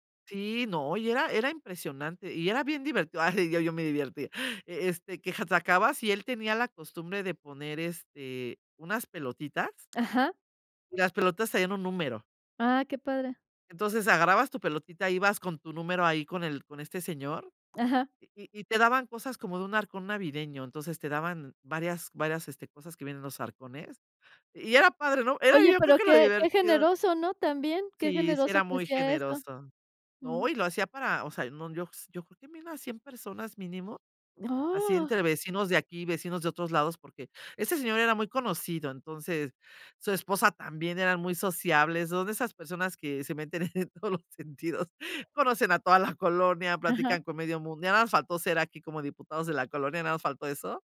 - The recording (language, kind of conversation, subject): Spanish, podcast, ¿Qué recuerdos tienes de comidas compartidas con vecinos o familia?
- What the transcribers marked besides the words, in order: unintelligible speech; laughing while speaking: "en todos los sentidos"; other background noise